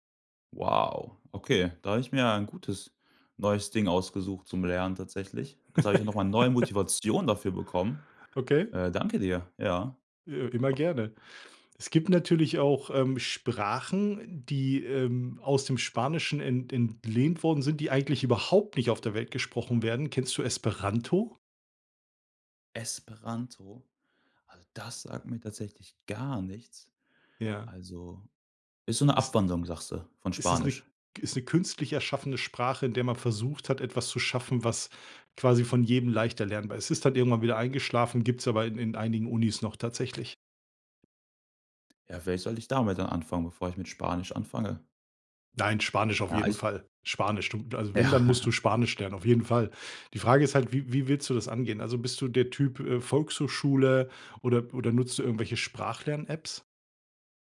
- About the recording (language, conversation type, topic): German, podcast, Was würdest du jetzt gern noch lernen und warum?
- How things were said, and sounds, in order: surprised: "Wow"; laugh; stressed: "überhaupt nicht"; stressed: "gar"; other background noise; laughing while speaking: "Ja"; chuckle